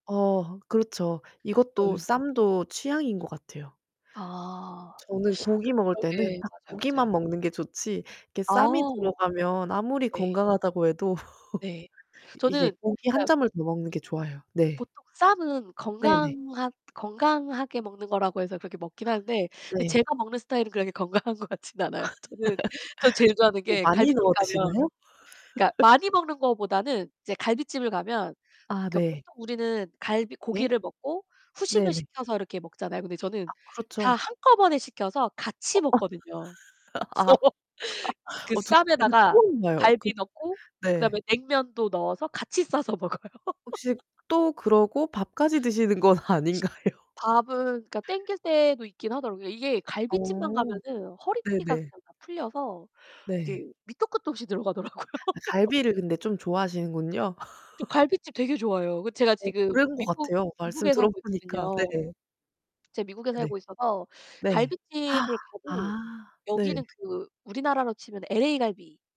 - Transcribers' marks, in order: other background noise; distorted speech; laugh; tapping; laugh; laughing while speaking: "건강한 것 같진 않아요. 저는"; laugh; laugh; laugh; laughing while speaking: "먹어요"; laugh; laughing while speaking: "아닌가요?"; laughing while speaking: "밑도 끝도 없이 들어가더라고요"; laugh; laugh; "그런" said as "그랜"; gasp
- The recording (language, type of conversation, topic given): Korean, unstructured, 요즘 사람들 사이에서 화제가 되는 음식은 무엇인가요?